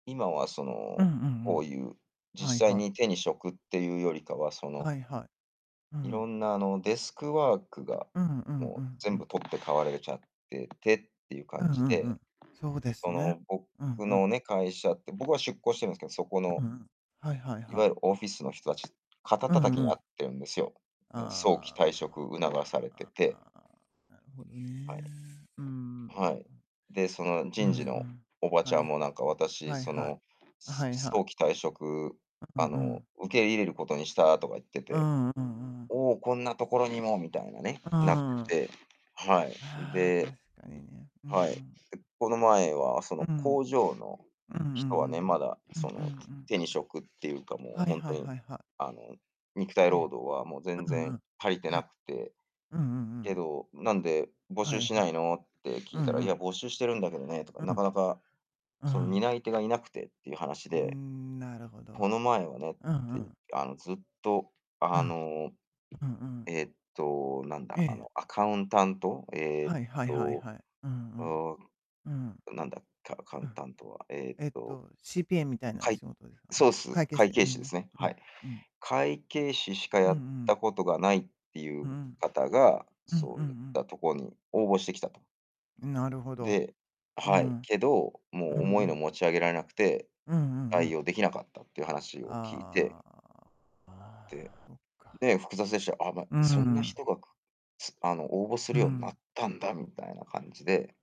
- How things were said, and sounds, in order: tapping; other background noise; distorted speech; static; in English: "アカウンタント"
- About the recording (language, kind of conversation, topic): Japanese, unstructured, 新しい技術によって、あなたの生活はどのように変わったと思いますか？